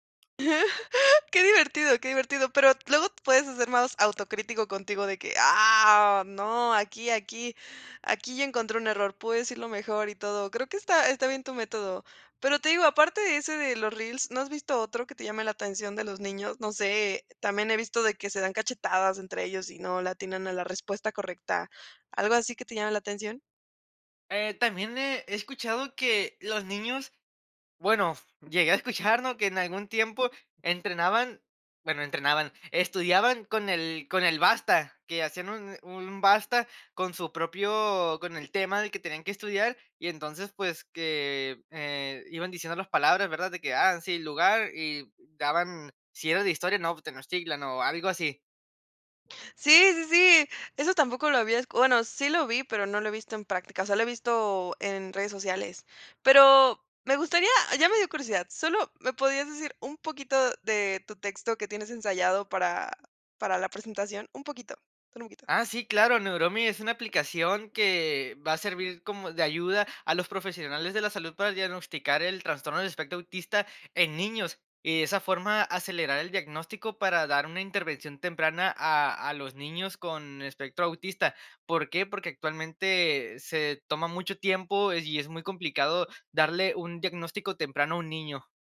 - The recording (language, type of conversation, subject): Spanish, podcast, ¿Qué métodos usas para estudiar cuando tienes poco tiempo?
- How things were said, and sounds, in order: chuckle